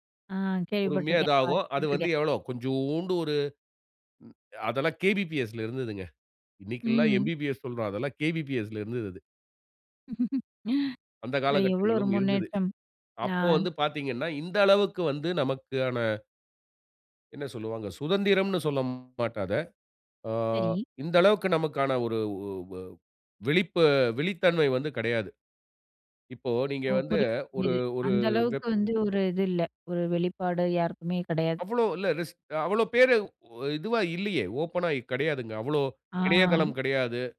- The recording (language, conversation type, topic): Tamil, podcast, நீங்கள் கிடைக்கும் தகவல் உண்மையா என்பதை எப்படிச் சரிபார்க்கிறீர்கள்?
- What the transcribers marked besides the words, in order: laugh; drawn out: "ஆ"